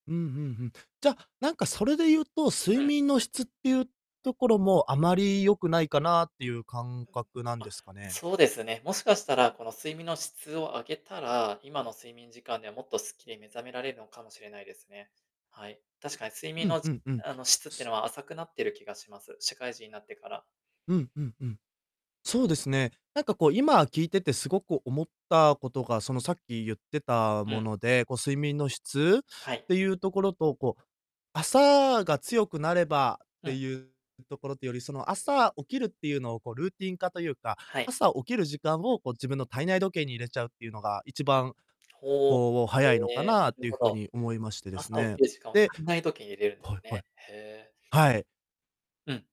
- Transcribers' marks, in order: distorted speech; other background noise
- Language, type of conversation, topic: Japanese, advice, 毎朝バタバタしないために、有益な朝の習慣をどのように作ればよいですか？